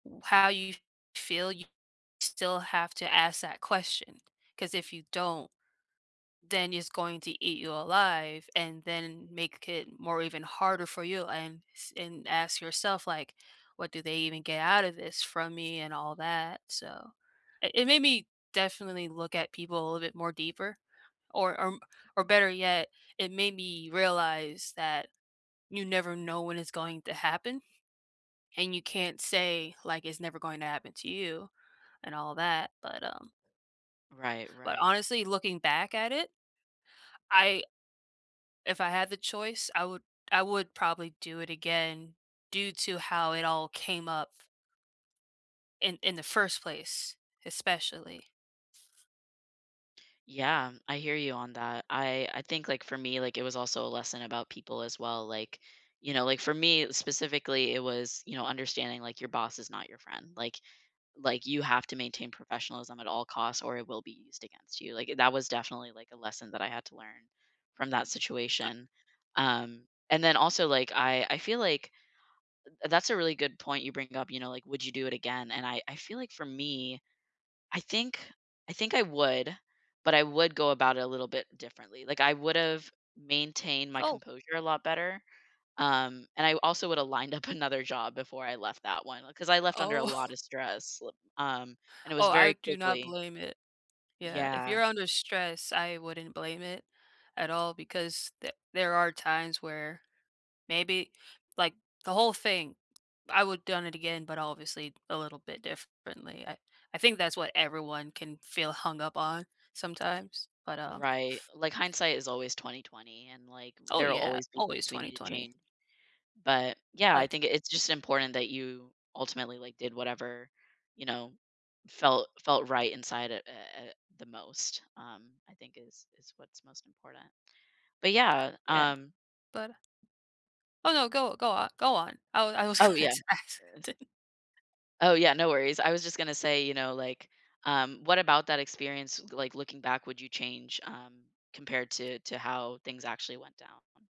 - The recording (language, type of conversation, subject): English, unstructured, Can you share a time when you faced a tough moral choice?
- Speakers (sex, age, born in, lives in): female, 30-34, United States, United States; other, 20-24, United States, United States
- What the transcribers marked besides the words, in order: tapping; other background noise; other noise; stressed: "would"; laughing while speaking: "lined up"; laughing while speaking: "Oh"; background speech; sniff; laughing while speaking: "I was I was going to ask something"